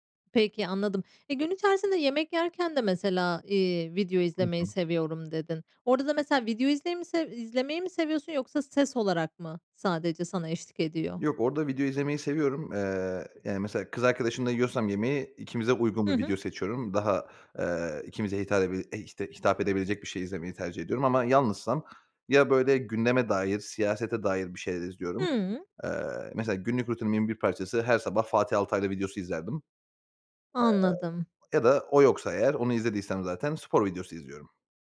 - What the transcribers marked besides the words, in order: none
- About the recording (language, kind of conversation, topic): Turkish, podcast, Ekran bağımlılığıyla baş etmek için ne yaparsın?